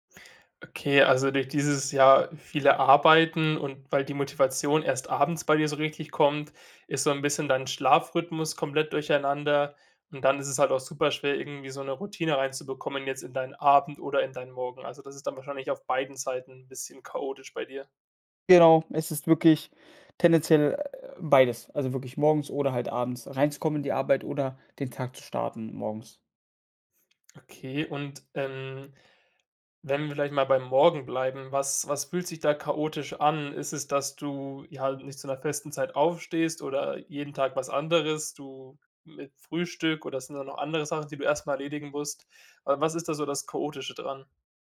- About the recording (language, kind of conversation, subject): German, advice, Wie kann ich eine feste Morgen- oder Abendroutine entwickeln, damit meine Tage nicht mehr so chaotisch beginnen?
- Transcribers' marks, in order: none